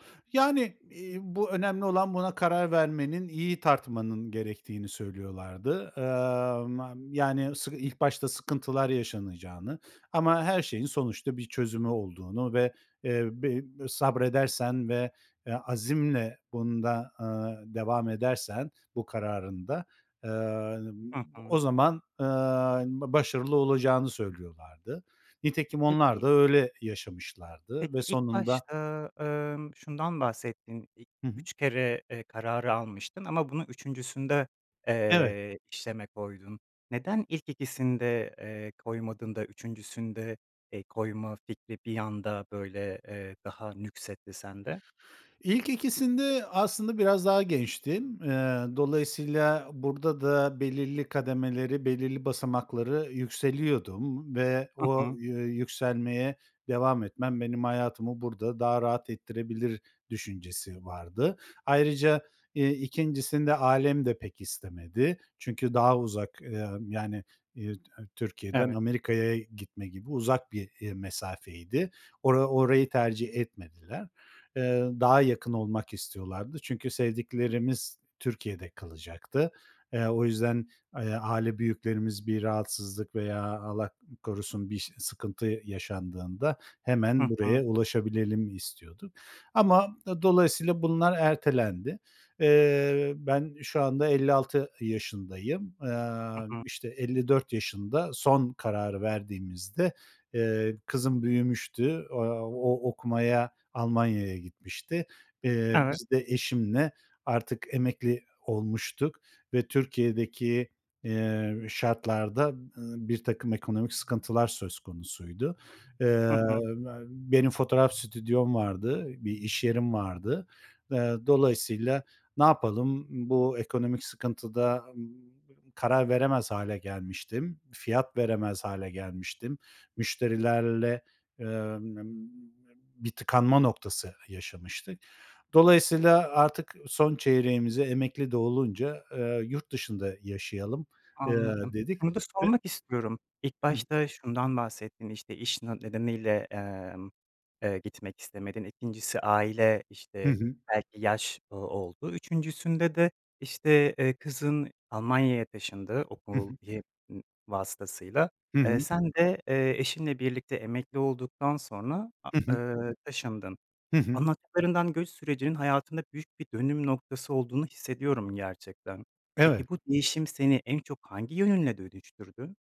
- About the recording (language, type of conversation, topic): Turkish, podcast, Göç deneyimi yaşadıysan, bu süreç seni nasıl değiştirdi?
- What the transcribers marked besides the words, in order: other background noise; tapping